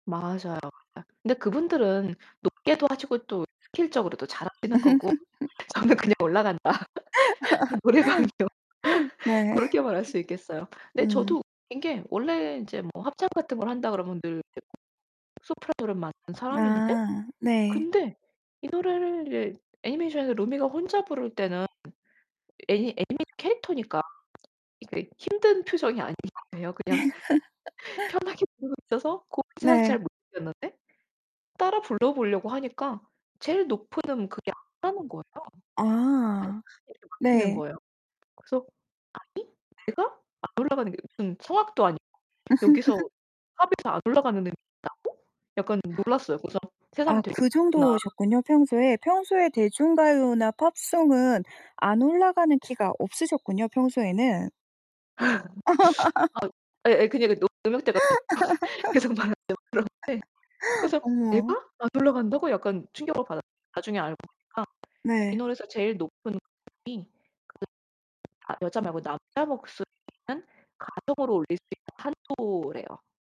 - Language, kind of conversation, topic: Korean, podcast, 노래방에 가면 늘 부르는 노래가 뭐예요?
- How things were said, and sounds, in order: distorted speech; laugh; laughing while speaking: "저는 그냥 올라간다. 노래방이요"; laugh; tapping; laugh; unintelligible speech; laugh; laugh